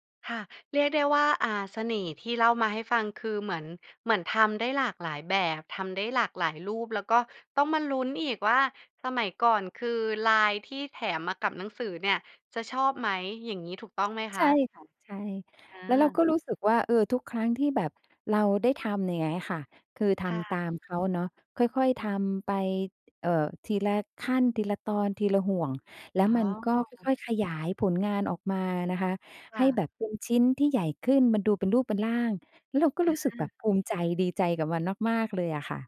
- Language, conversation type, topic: Thai, podcast, งานอดิเรกที่คุณหลงใหลมากที่สุดคืออะไร และเล่าให้ฟังหน่อยได้ไหม?
- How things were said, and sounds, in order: other background noise; tapping